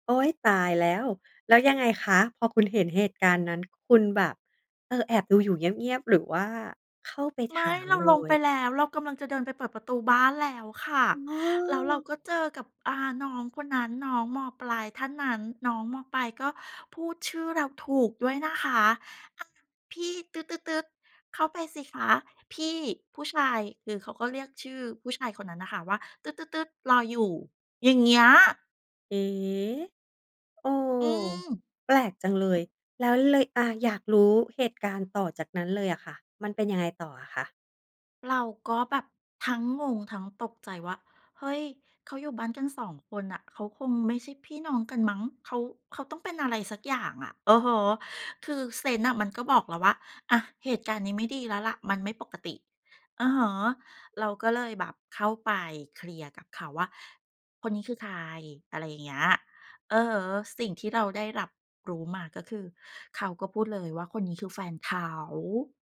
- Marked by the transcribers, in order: tapping
- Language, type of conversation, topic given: Thai, podcast, เพลงไหนพาให้คิดถึงความรักครั้งแรกบ้าง?